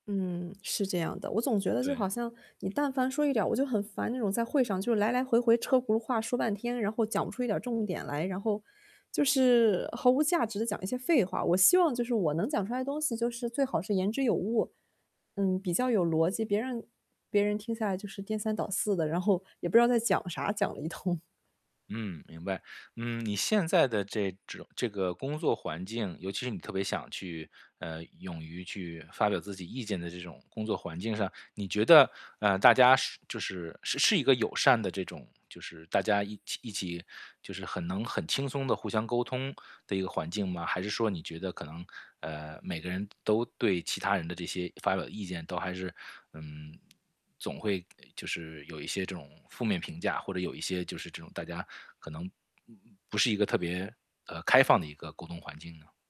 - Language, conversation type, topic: Chinese, advice, 我怎样才能在小组讨论中从沉默变得更主动参与？
- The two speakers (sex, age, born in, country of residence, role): female, 30-34, China, Germany, user; male, 35-39, China, United States, advisor
- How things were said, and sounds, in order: static; laughing while speaking: "一通"